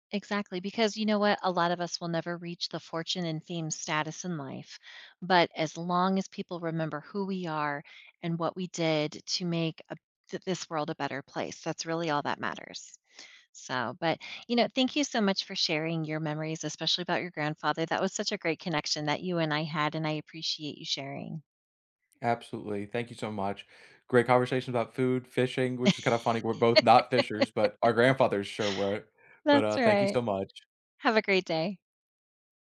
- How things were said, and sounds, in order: "fame" said as "feem"; laugh
- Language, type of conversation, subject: English, unstructured, What is a memory that always makes you think of someone you’ve lost?
- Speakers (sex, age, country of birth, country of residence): female, 45-49, United States, United States; male, 30-34, United States, United States